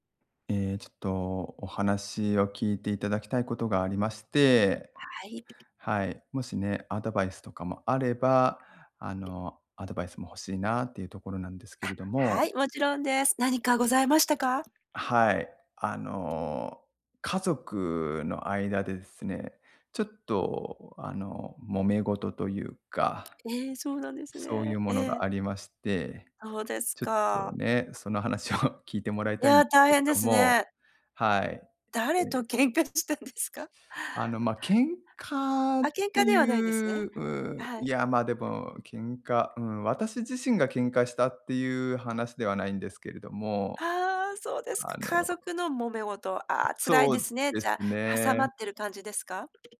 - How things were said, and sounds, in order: other background noise; laughing while speaking: "話を"; laughing while speaking: "喧嘩したんですか？"
- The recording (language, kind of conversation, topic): Japanese, advice, 家族の価値観と自分の考えが対立しているとき、大きな決断をどうすればよいですか？